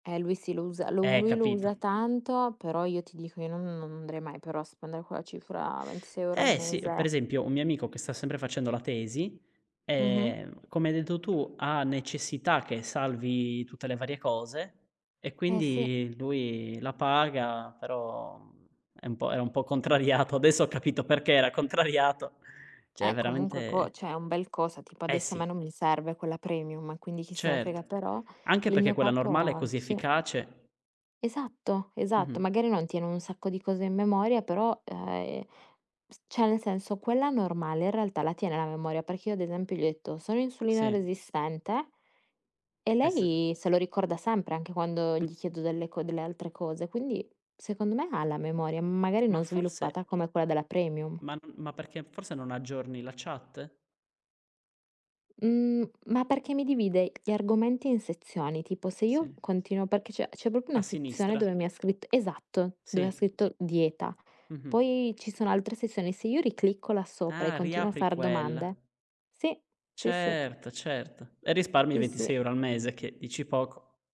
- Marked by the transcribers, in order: laughing while speaking: "Adesso ho capito perché era contrariato"; "Cioè" said as "ceh"; "cioè" said as "ceh"; other background noise
- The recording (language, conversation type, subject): Italian, unstructured, In che modo la tecnologia ha migliorato la tua vita quotidiana?
- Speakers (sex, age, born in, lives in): female, 25-29, Italy, Italy; male, 25-29, Italy, Italy